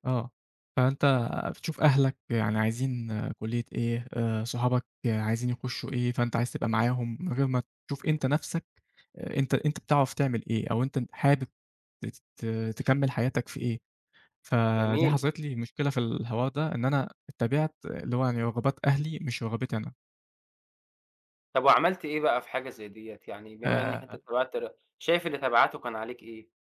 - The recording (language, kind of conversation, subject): Arabic, podcast, إزاي بتتعامل مع الخوف من التغيير؟
- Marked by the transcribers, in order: tapping